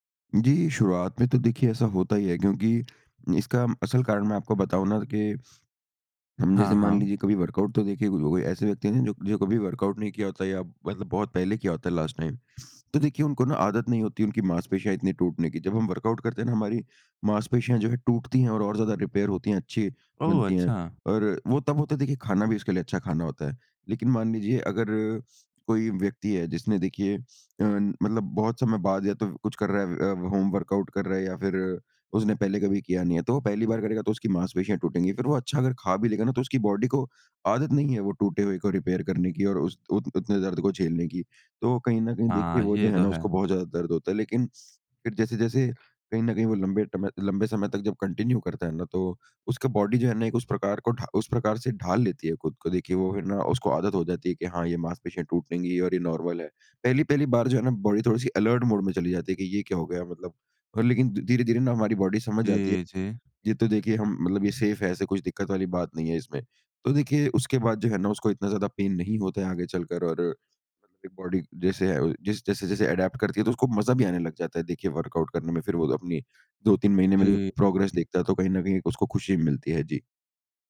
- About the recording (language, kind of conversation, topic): Hindi, podcast, घर पर बिना जिम जाए फिट कैसे रहा जा सकता है?
- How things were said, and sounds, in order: in English: "वर्कआउट"; unintelligible speech; in English: "वर्कआउट"; in English: "लास्ट टाइम"; in English: "वर्कआउट"; in English: "रिपेयर"; in English: "वर्कआउट"; in English: "बॉडी"; in English: "रिपेयर"; in English: "कंटिन्यू"; in English: "बॉडी"; in English: "नॉर्मल"; in English: "बॉडी"; in English: "अलर्ट मोड"; in English: "बॉडी"; in English: "सेफ़"; in English: "पेन"; in English: "बॉडी"; in English: "अडैप्ट"; in English: "वर्कआउट"; in English: "प्रोग्रेस"